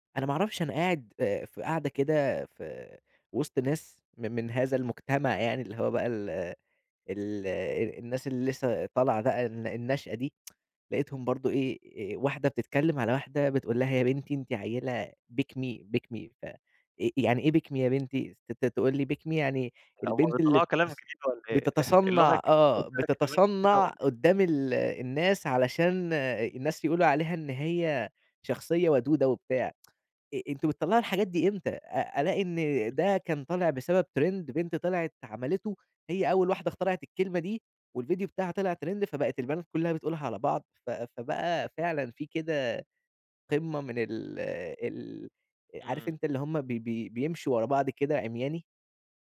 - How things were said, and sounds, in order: tsk; in English: "pick me ،pick me"; in English: "pick me"; in English: "pick me"; chuckle; unintelligible speech; tsk; chuckle; in English: "ترند"; in English: "ترند"
- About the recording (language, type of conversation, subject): Arabic, podcast, ازاي السوشيال ميديا بتأثر على أذواقنا؟